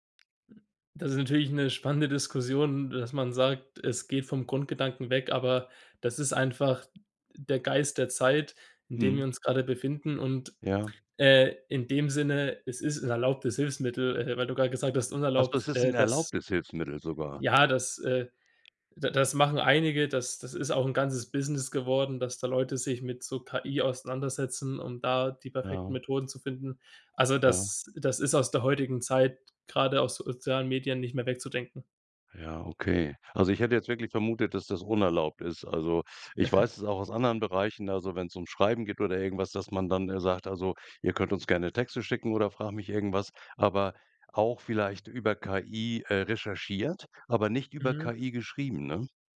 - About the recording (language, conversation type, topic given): German, podcast, Wie verändern soziale Medien die Art, wie Geschichten erzählt werden?
- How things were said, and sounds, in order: other background noise; anticipating: "Ach so es ist 'n erlaubtes Hilfsmittel sogar?"; chuckle